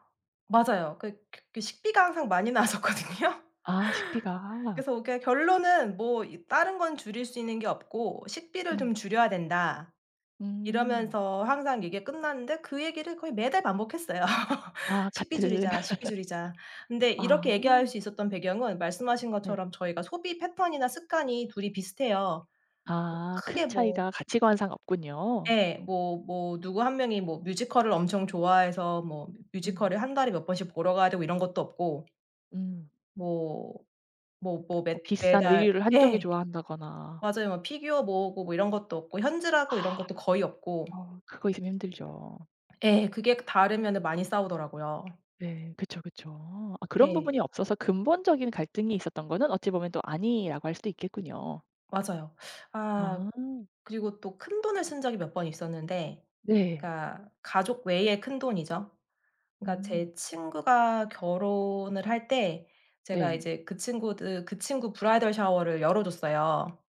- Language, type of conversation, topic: Korean, podcast, 돈 문제로 갈등이 생기면 보통 어떻게 해결하시나요?
- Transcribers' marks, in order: laughing while speaking: "나왔었거든요"; tapping; laugh; laughing while speaking: "같은"; laugh; other background noise; in English: "브라이덜 샤워를"